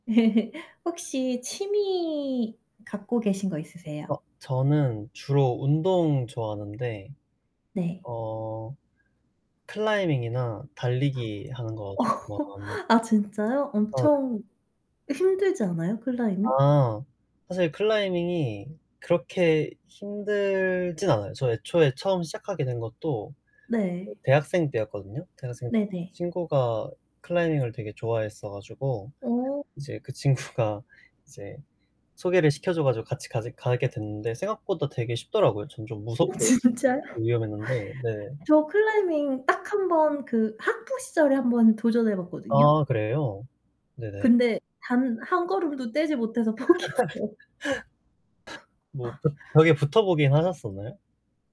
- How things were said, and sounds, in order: laugh; other background noise; laughing while speaking: "어"; distorted speech; tapping; laughing while speaking: "친구가"; laughing while speaking: "어 진짜요?"; laughing while speaking: "포기했어요"; laugh
- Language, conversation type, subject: Korean, unstructured, 자신만의 특별한 취미를 어떻게 발견하셨나요?
- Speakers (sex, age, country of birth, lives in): female, 35-39, South Korea, South Korea; male, 25-29, South Korea, South Korea